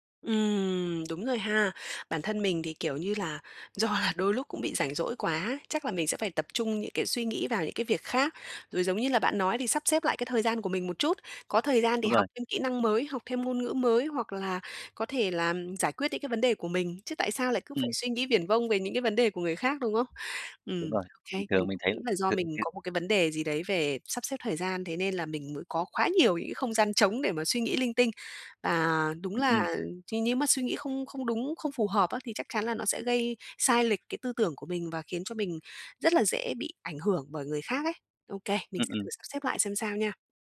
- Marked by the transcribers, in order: laughing while speaking: "do"; tapping; unintelligible speech
- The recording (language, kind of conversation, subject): Vietnamese, advice, Làm sao để ngừng so sánh bản thân với người khác?
- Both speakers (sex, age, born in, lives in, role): female, 30-34, Vietnam, Vietnam, user; male, 35-39, Vietnam, Vietnam, advisor